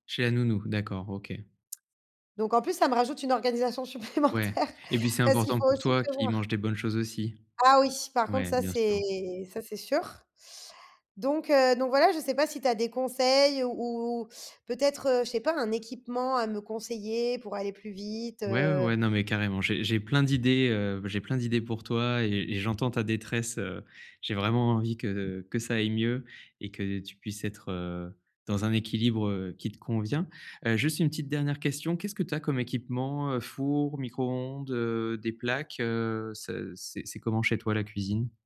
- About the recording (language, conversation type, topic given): French, advice, Comment préparer des repas rapides et sains pour la semaine quand on a peu de temps ?
- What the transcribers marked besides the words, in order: laughing while speaking: "supplémentaire"